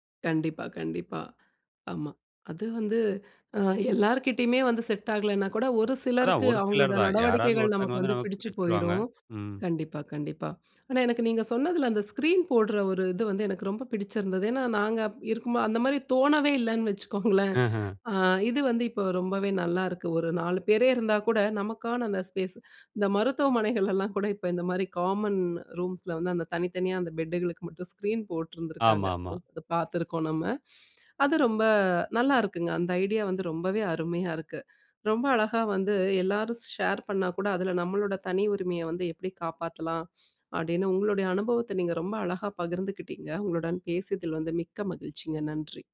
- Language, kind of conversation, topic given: Tamil, podcast, பகிர்ந்து வசிக்கும் வீட்டிலும் குடியிருப்பிலும் தனியாக இருக்க நேரமும் இடமும் எப்படி ஏற்படுத்திக்கொள்ளலாம்?
- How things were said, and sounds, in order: chuckle